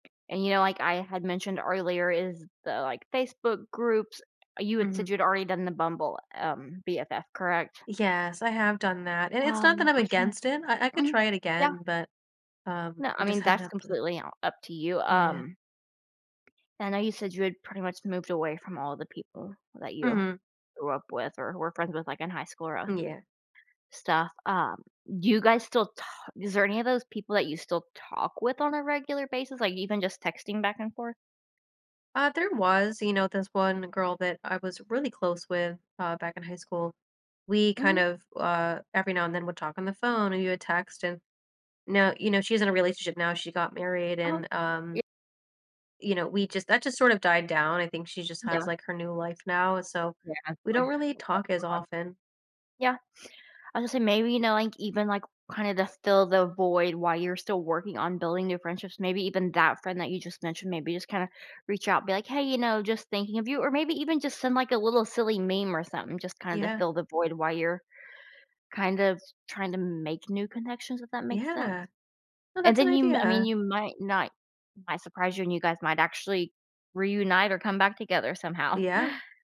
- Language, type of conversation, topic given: English, advice, How can I make new social connections?
- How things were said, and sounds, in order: tapping